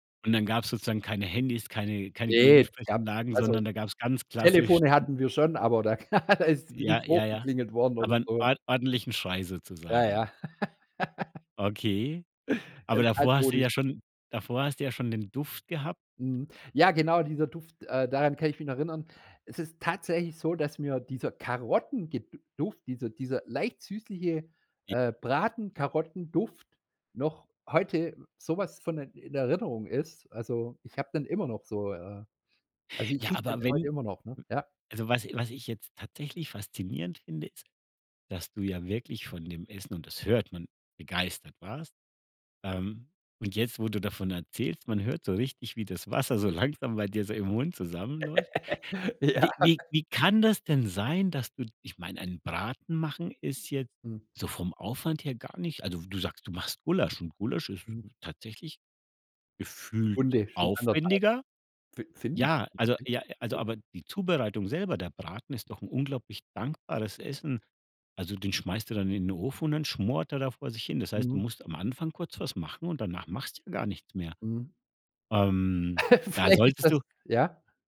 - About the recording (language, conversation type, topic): German, podcast, Kannst du von einem Familienrezept erzählen, das bei euch alle kennen?
- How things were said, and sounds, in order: laugh; laugh; other background noise; laugh; laughing while speaking: "Ja"; chuckle; unintelligible speech; laugh; laughing while speaking: "Vielleicht ist das"